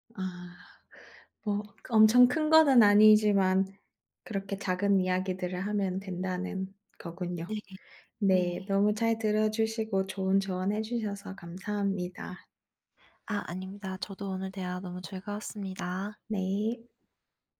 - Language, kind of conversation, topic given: Korean, advice, 결혼이나 재혼으로 생긴 새 가족과의 갈등을 어떻게 해결하면 좋을까요?
- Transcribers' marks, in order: other background noise